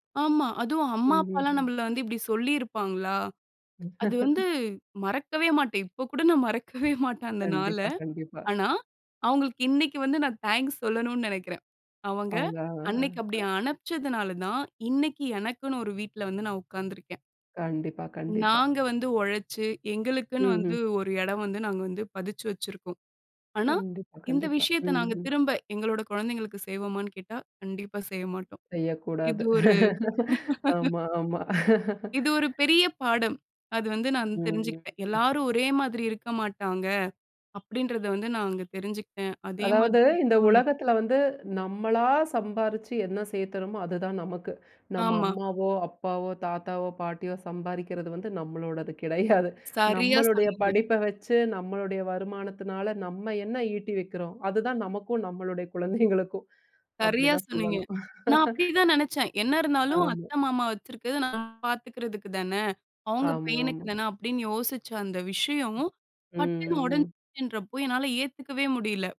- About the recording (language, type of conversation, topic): Tamil, podcast, உங்களை மாற்றிய அந்த நாளைப் பற்றி சொல்ல முடியுமா?
- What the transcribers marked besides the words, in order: laugh; in English: "தேங்க்ஸ்"; other background noise; other noise; laugh; laughing while speaking: "ஆமா, ஆமா"; chuckle